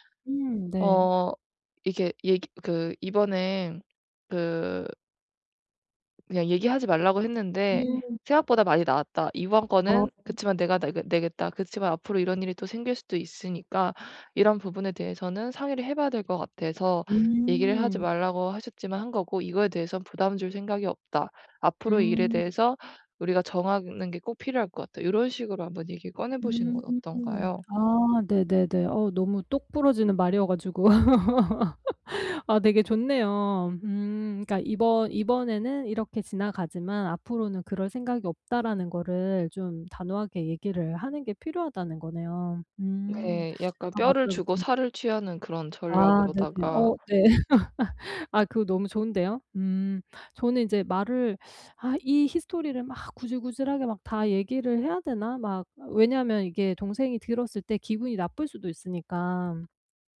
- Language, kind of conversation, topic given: Korean, advice, 돈 문제로 갈등이 생겼을 때 어떻게 평화롭게 해결할 수 있나요?
- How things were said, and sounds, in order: tapping; other background noise; laugh; laugh